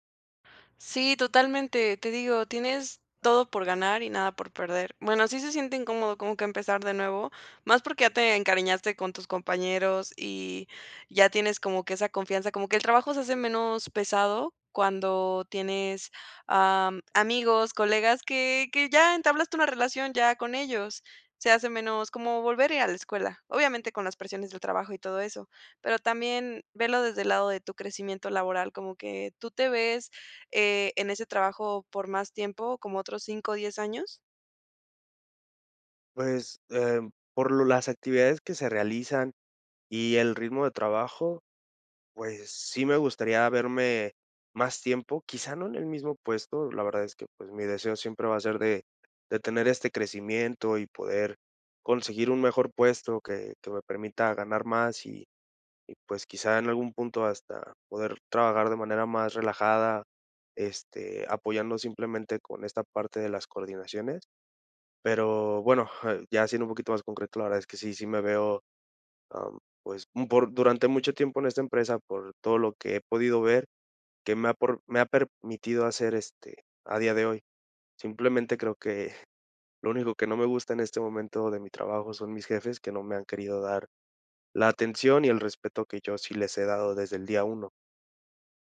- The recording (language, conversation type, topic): Spanish, advice, ¿Cómo puedo pedir con confianza un aumento o reconocimiento laboral?
- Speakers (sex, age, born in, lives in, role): female, 20-24, Mexico, Mexico, advisor; male, 30-34, Mexico, Mexico, user
- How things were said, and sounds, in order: none